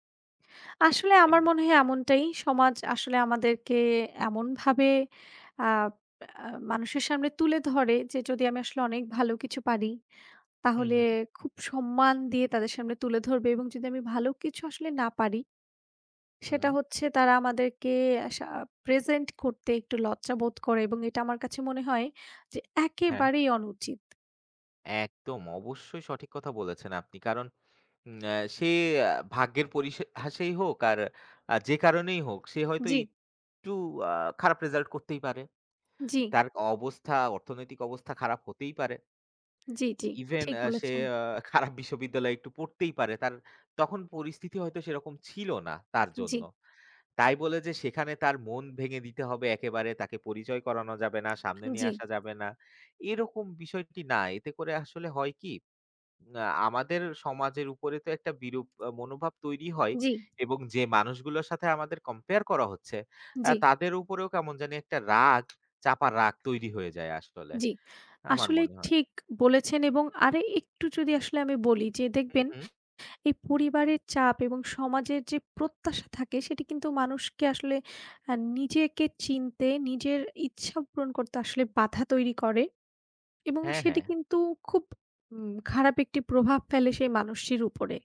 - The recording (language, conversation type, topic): Bengali, unstructured, আপনি কি মনে করেন সমাজ মানুষকে নিজের পরিচয় প্রকাশ করতে বাধা দেয়, এবং কেন?
- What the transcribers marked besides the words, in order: tapping; lip smack; "পরিহাসেই" said as "পরিস হাসেই"; other background noise; laughing while speaking: "খারাপ বিশ্ববিদ্যালয়ে"